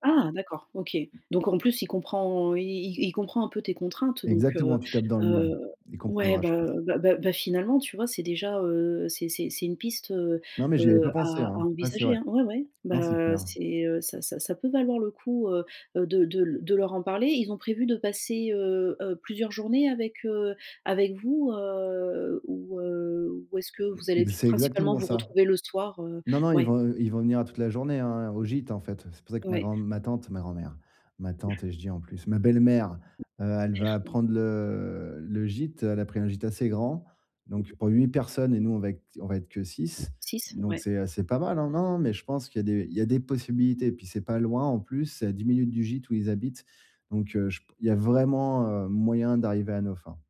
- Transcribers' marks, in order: tapping; drawn out: "comprend"; drawn out: "heu"; chuckle; drawn out: "le"; other background noise; stressed: "vraiment"
- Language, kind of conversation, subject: French, advice, Comment profiter des vacances même avec peu de temps ?